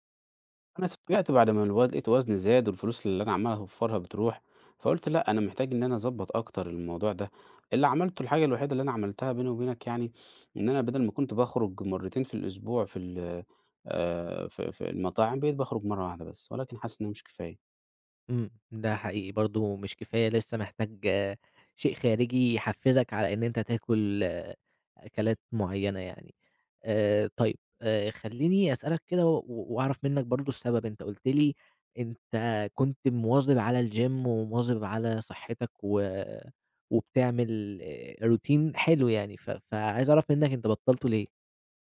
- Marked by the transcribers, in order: unintelligible speech; in English: "الGym"; in English: "Routine"
- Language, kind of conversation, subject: Arabic, advice, إزاي أقدر أسيطر على اندفاعاتي زي الأكل أو الشراء؟